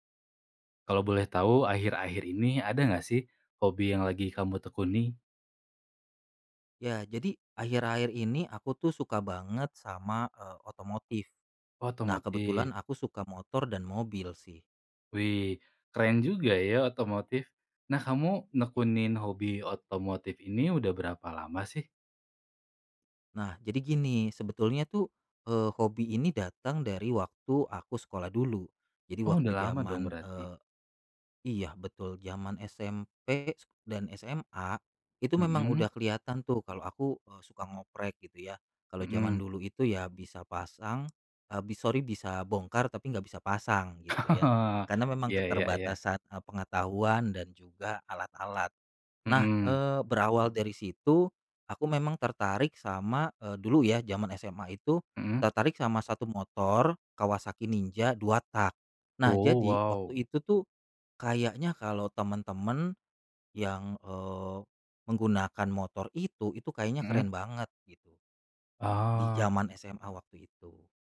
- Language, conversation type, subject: Indonesian, podcast, Tips untuk pemula yang ingin mencoba hobi ini
- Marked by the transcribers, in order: chuckle